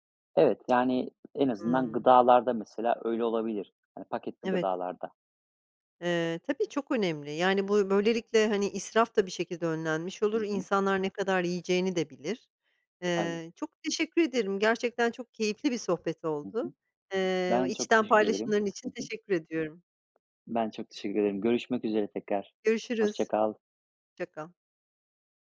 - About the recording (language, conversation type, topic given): Turkish, podcast, Gıda israfını azaltmanın en etkili yolları hangileridir?
- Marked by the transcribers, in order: other background noise; tapping